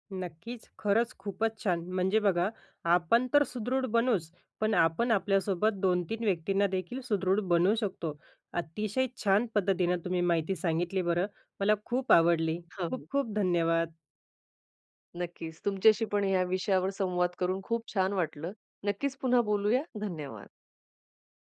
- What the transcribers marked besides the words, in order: none
- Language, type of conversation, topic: Marathi, podcast, श्वासावर आधारित ध्यान कसे करावे?